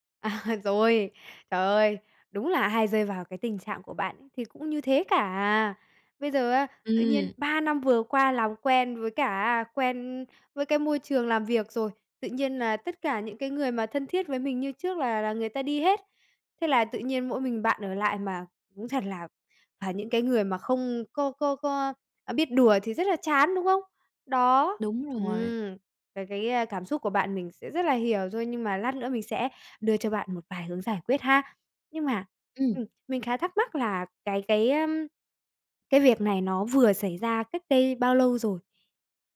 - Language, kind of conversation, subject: Vietnamese, advice, Làm sao ứng phó khi công ty tái cấu trúc khiến đồng nghiệp nghỉ việc và môi trường làm việc thay đổi?
- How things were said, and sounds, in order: laughing while speaking: "À"; tapping